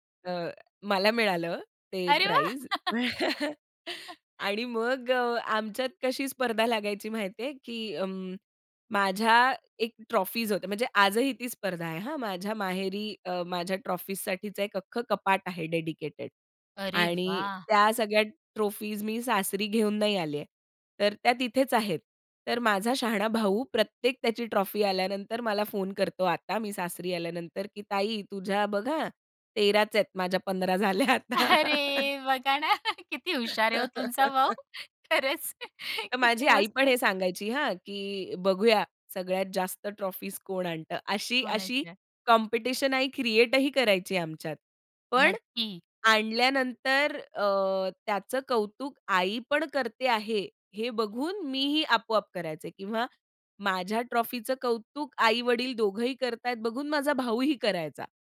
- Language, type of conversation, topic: Marathi, podcast, भावंडांमध्ये स्पर्धा आणि सहकार्य कसं होतं?
- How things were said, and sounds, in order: chuckle; in English: "डेडिकेटेड"; laughing while speaking: "अरे! बघा ना. किती हुशार आहे हो तुमचा भाऊ. खरंच किती मस्त"; laugh; chuckle; in English: "कॉम्पिटिशन"